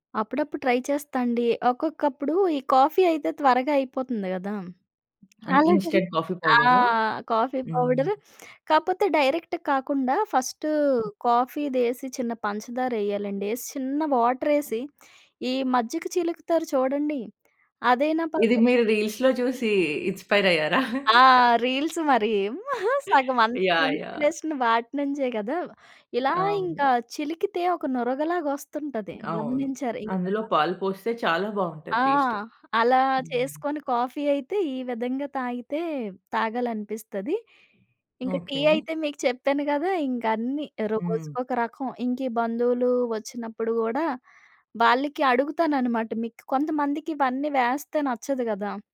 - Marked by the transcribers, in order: in English: "ట్రై"; in English: "కాఫీ"; in English: "అండ్ ఇన్‌స్టెడ్ కాఫీ"; tapping; in English: "కాఫీ పౌడర్"; lip smack; in English: "డైరెక్ట్‌గా"; in English: "ఫస్ట్ కాఫీది"; in English: "వాటర్"; in English: "రీల్స్‌లో"; in English: "ఇన్‌స్పైర్"; in English: "రీల్స్"; giggle; chuckle; in English: "ఇన్‌స్పిరేషన్"; unintelligible speech; in English: "టెస్ట్"; in English: "కాఫీ"
- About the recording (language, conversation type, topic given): Telugu, podcast, ప్రతిరోజు కాఫీ లేదా చాయ్ మీ దినచర్యను ఎలా మార్చేస్తుంది?